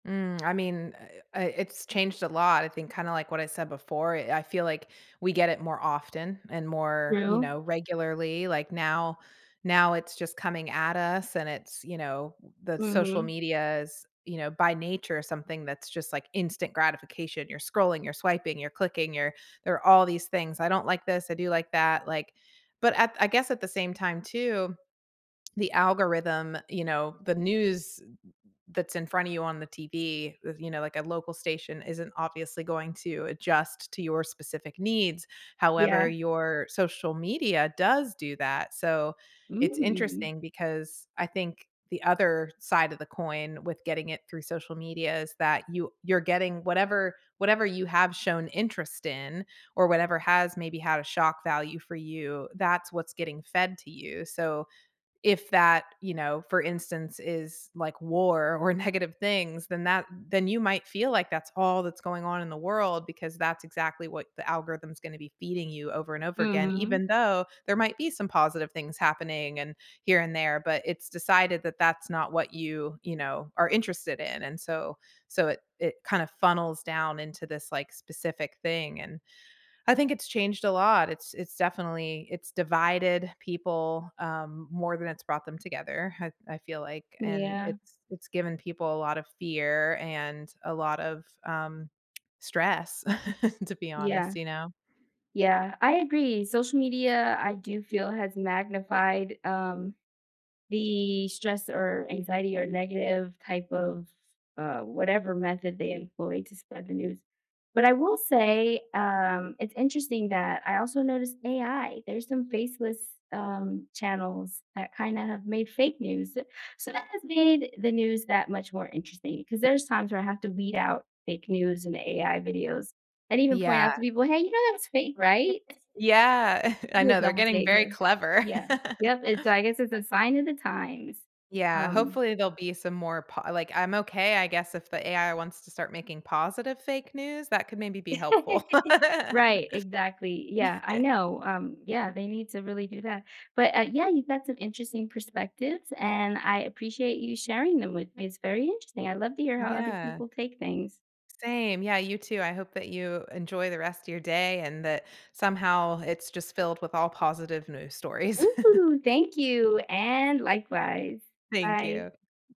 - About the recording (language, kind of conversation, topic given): English, unstructured, What do you think about the way news is reported today?
- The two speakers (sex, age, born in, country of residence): female, 40-44, United States, United States; female, 40-44, United States, United States
- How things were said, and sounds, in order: chuckle; tapping; chuckle; laugh; other background noise; laugh; laugh; chuckle